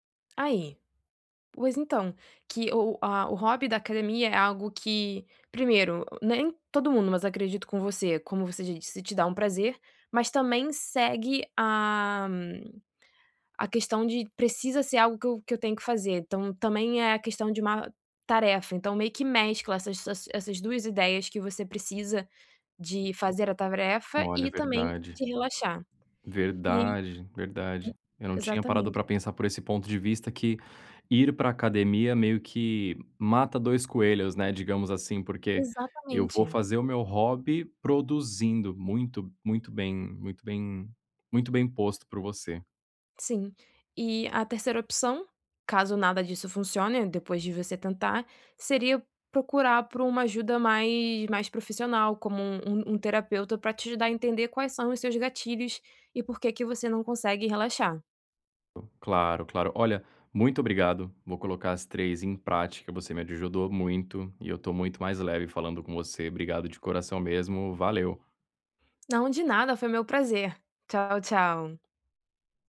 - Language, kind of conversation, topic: Portuguese, advice, Como posso relaxar e aproveitar meu tempo de lazer sem me sentir culpado?
- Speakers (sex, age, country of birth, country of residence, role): female, 25-29, Brazil, France, advisor; male, 30-34, Brazil, Spain, user
- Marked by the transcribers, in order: other background noise; tapping